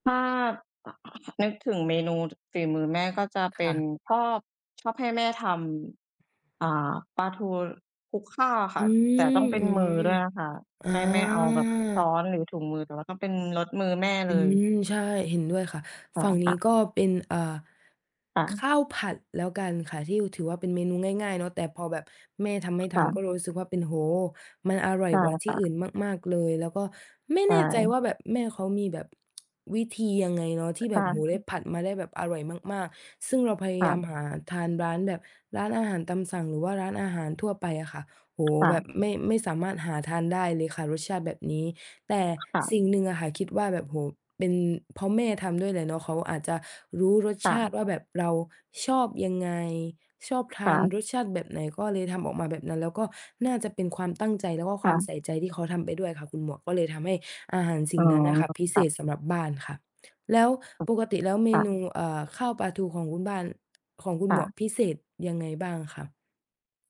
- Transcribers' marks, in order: tapping; other background noise; tsk
- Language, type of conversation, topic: Thai, unstructured, อาหารจานไหนที่ทำให้คุณนึกถึงความทรงจำดีๆ?